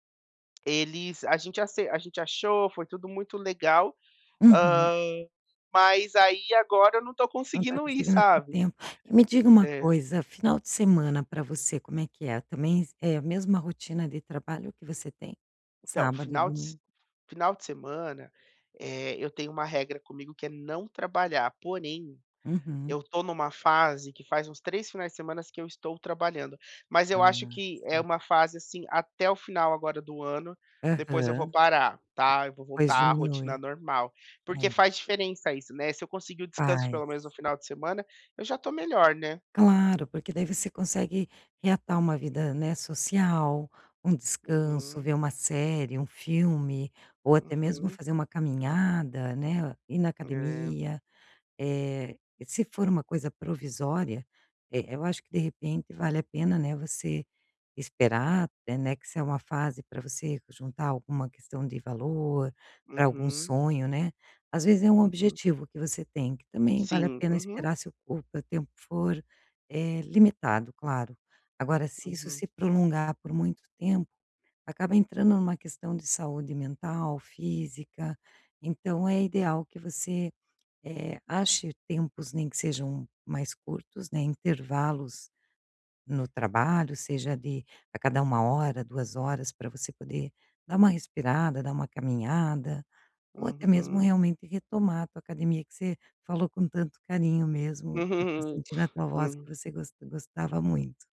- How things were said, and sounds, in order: tapping; giggle
- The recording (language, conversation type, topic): Portuguese, advice, Como posso reequilibrar melhor meu trabalho e meu descanso?